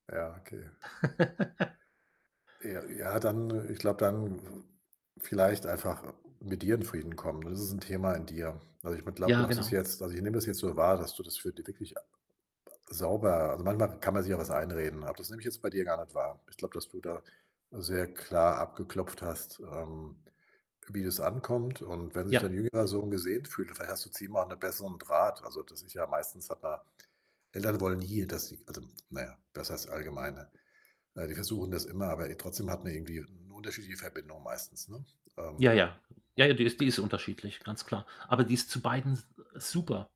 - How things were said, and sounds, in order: laugh; other background noise; distorted speech; unintelligible speech
- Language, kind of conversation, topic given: German, advice, Wie gehst du damit um, wenn du das Gefühl hast, dass deine Eltern ein Kind bevorzugen?